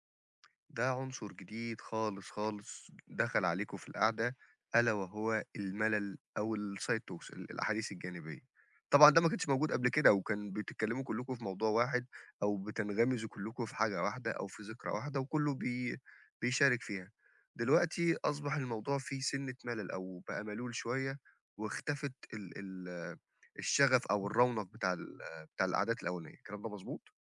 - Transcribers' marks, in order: tapping; in English: "الside talks"
- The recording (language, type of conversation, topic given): Arabic, advice, إزاي بتتفكك صداقاتك القديمة بسبب اختلاف القيم أو أولويات الحياة؟